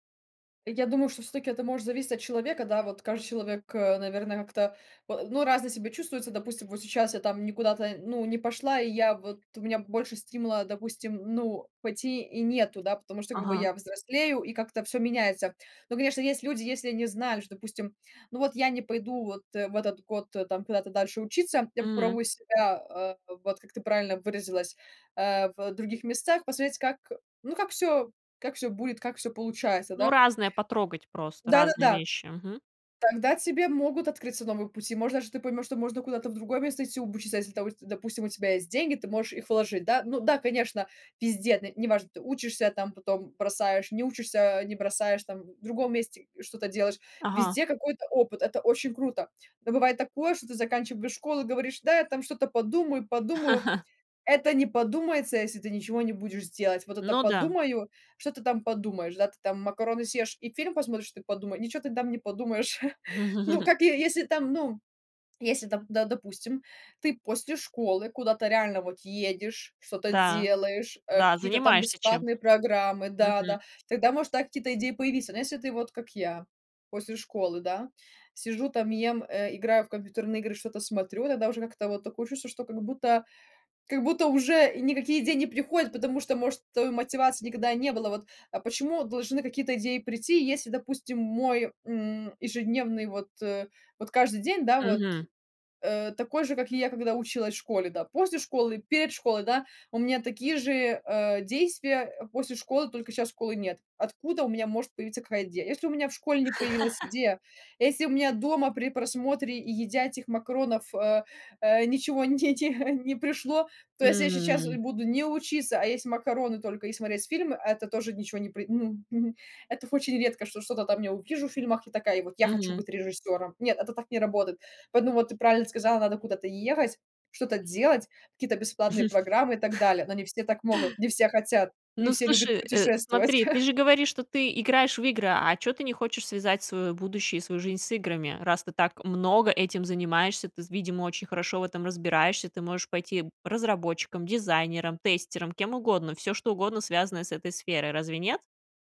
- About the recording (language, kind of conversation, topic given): Russian, podcast, Что тебя больше всего мотивирует учиться на протяжении жизни?
- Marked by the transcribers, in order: other background noise; chuckle; tapping; chuckle; laugh; chuckle; laughing while speaking: "те не"; chuckle; chuckle